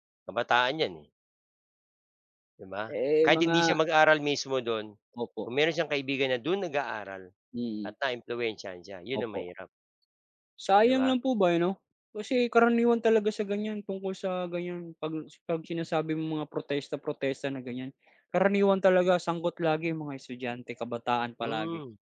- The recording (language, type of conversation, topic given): Filipino, unstructured, Ano ang palagay mo tungkol sa mga protestang nagaganap ngayon?
- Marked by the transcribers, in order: other noise